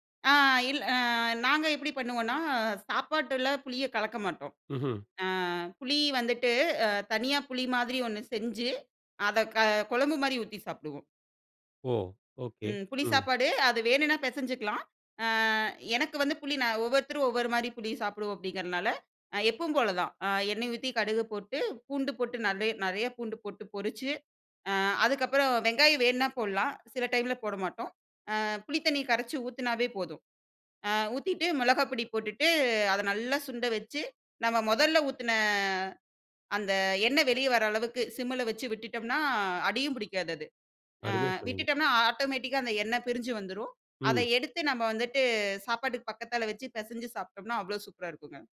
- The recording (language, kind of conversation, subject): Tamil, podcast, தூண்டுதல் குறைவாக இருக்கும் நாட்களில் உங்களுக்கு உதவும் உங்கள் வழிமுறை என்ன?
- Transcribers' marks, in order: in English: "ஆட்டோமேட்டிக்கா"